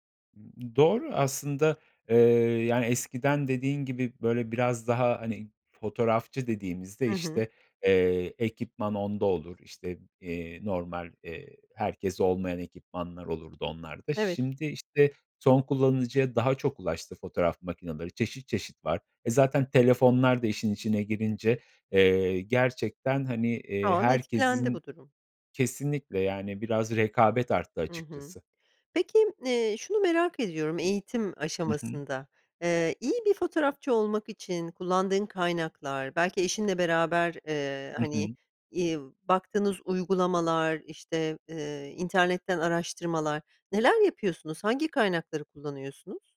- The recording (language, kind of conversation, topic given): Turkish, podcast, Fotoğraf çekmeye yeni başlayanlara ne tavsiye edersin?
- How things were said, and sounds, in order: none